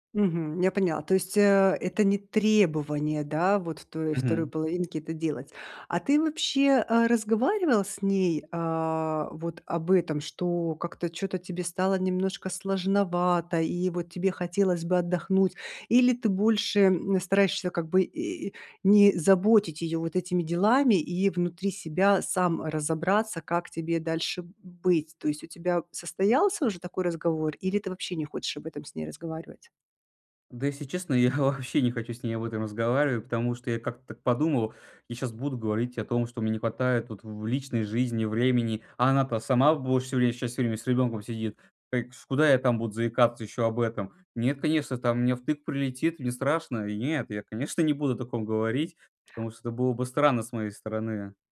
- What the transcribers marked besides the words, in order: stressed: "требование"; tapping; laughing while speaking: "я"
- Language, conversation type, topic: Russian, advice, Как мне сочетать семейные обязанности с личной жизнью и не чувствовать вины?